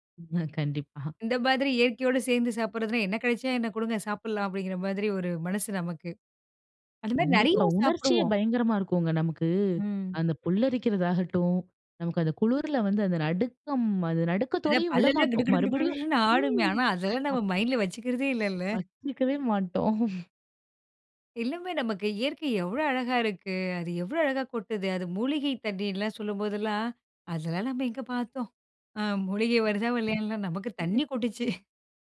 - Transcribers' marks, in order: laughing while speaking: "ம். கண்டிப்பா"; drawn out: "ம்"; in English: "மைண்டில"; laughing while speaking: "மாட்டோம்"; chuckle; laughing while speaking: "அ மூலிகை வருதா வல்லையான்னுலாம் நமக்கு தண்ணி கொட்டுச்சு"; other noise; chuckle
- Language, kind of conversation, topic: Tamil, podcast, நீர்வீழ்ச்சியை நேரில் பார்த்தபின் உங்களுக்கு என்ன உணர்வு ஏற்பட்டது?